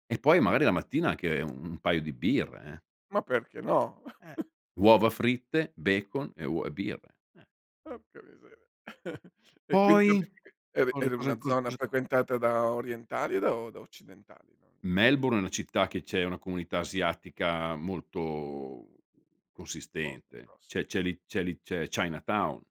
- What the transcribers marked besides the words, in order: chuckle; chuckle; drawn out: "molto"; unintelligible speech
- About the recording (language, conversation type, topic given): Italian, podcast, Quale persona che hai incontrato ti ha spinto a provare qualcosa di nuovo?